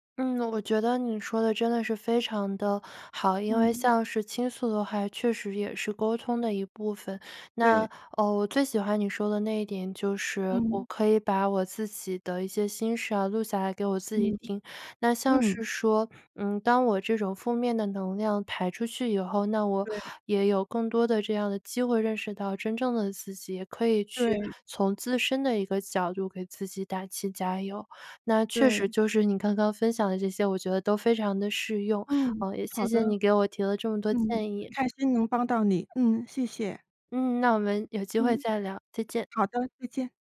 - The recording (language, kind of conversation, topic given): Chinese, advice, 为什么我在表达自己的意见时总是以道歉收尾？
- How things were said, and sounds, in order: none